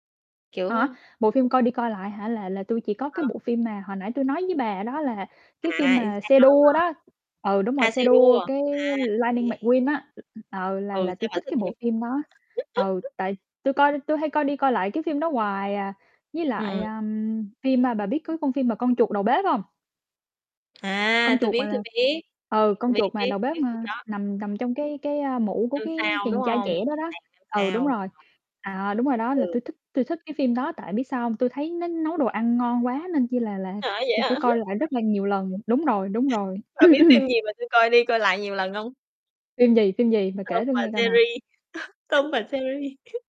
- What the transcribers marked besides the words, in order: tapping; distorted speech; other background noise; other noise; laugh; unintelligible speech; laughing while speaking: "hả?"; throat clearing; chuckle
- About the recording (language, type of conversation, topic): Vietnamese, unstructured, Bạn nghĩ điều gì làm nên một bộ phim hay?